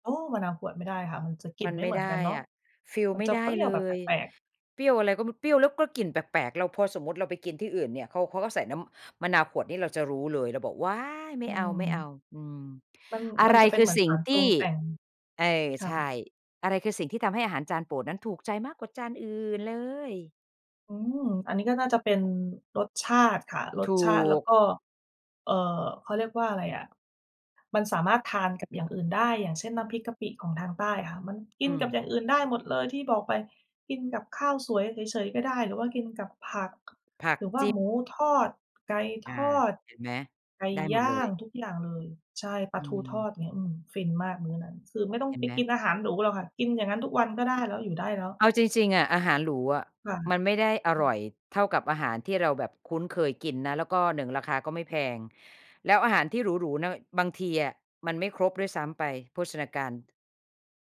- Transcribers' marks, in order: tapping; other background noise
- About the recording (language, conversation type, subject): Thai, unstructured, อาหารจานโปรดที่คุณชอบกินในแต่ละวันคืออะไร?